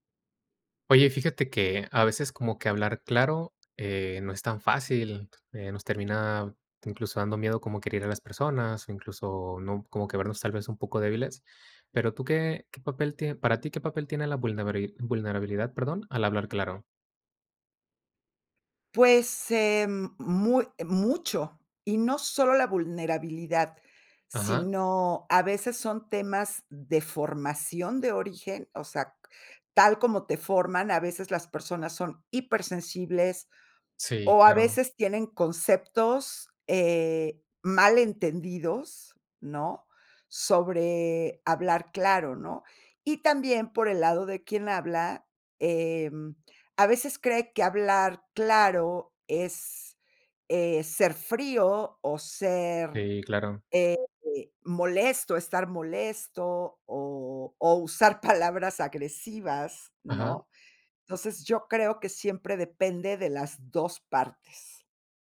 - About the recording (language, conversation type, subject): Spanish, podcast, ¿Qué papel juega la vulnerabilidad al comunicarnos con claridad?
- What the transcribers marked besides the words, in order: other background noise